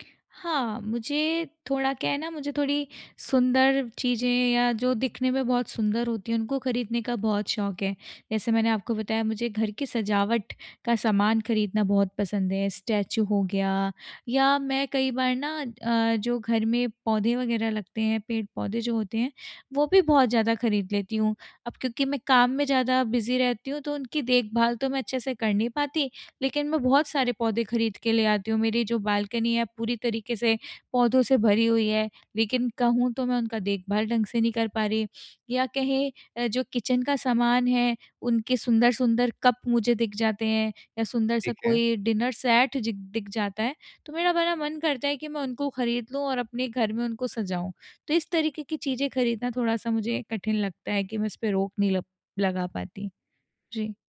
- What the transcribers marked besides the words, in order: in English: "स्टैच्यू"; in English: "बिज़ी"; in English: "किचन"; in English: "डिनर सेट"
- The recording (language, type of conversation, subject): Hindi, advice, आप आवश्यकताओं और चाहतों के बीच संतुलन बनाकर सोच-समझकर खर्च कैसे कर सकते हैं?